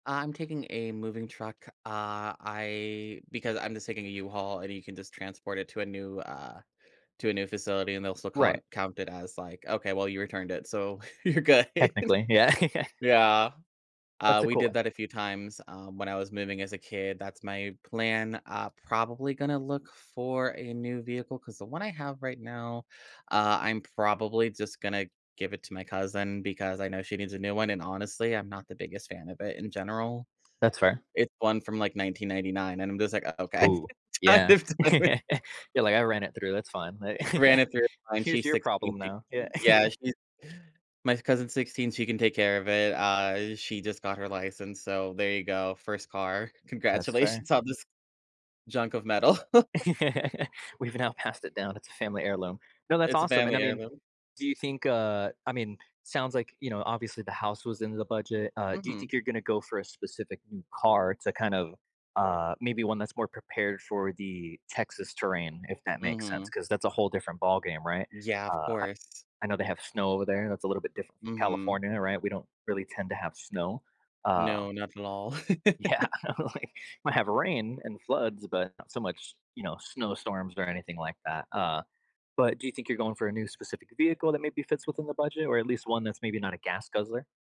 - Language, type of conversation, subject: English, advice, How do I plan and budget for buying my first home and a smooth move?
- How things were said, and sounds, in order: chuckle; laughing while speaking: "you're good"; laughing while speaking: "Yeah, yeah"; laugh; laughing while speaking: "kind of done with"; chuckle; chuckle; chuckle; drawn out: "Uh"; laughing while speaking: "Congratulations on this"; chuckle; laugh; background speech; other background noise; laughing while speaking: "Yeah, like"; laugh